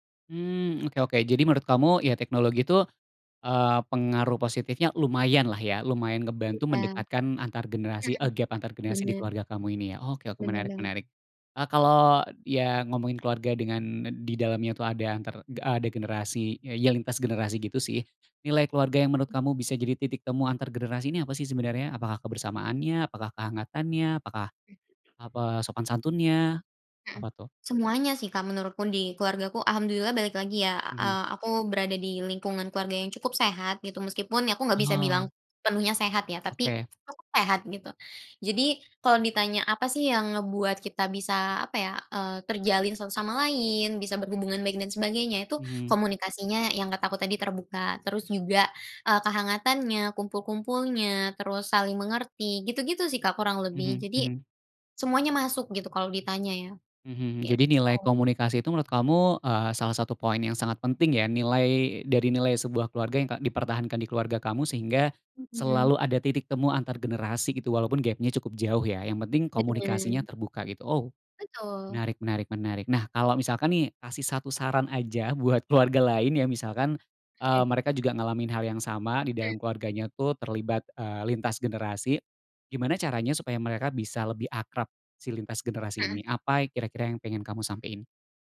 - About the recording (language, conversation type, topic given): Indonesian, podcast, Bagaimana cara membangun jembatan antargenerasi dalam keluarga?
- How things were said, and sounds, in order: other background noise